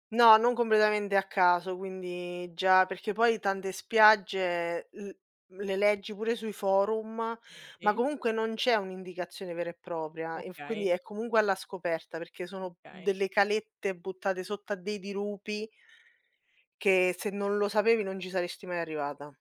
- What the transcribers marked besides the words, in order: "completamente" said as "combledamente"
- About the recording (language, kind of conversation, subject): Italian, unstructured, Come ti piace scoprire una nuova città o un nuovo paese?